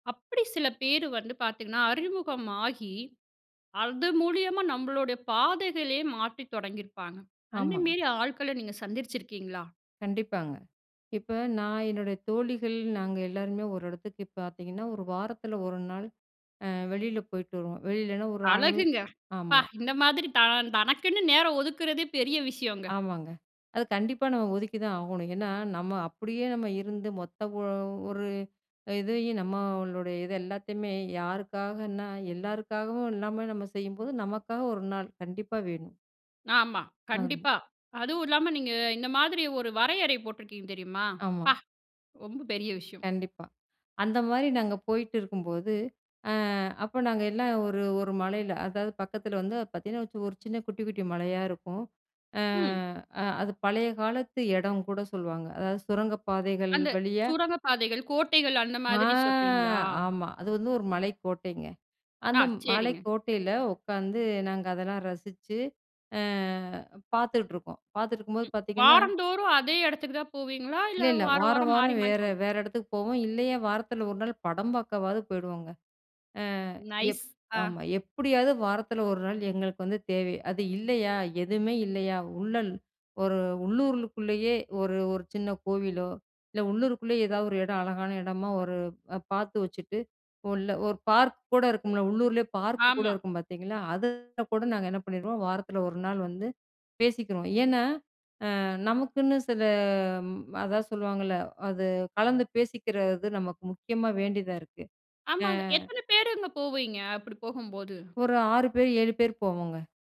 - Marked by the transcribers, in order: surprised: "அழகுங்க! ப்பா!"; unintelligible speech; drawn out: "ஆ!"; tapping; other background noise; in English: "நைஸ்"
- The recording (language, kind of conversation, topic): Tamil, podcast, நீங்கள் அறிமுகமான ஒருவரின் காரணமாக உங்கள் வாழ்க்கையில் ஒரு புதிய பாதையைத் தொடங்கியிருக்கிறீர்களா?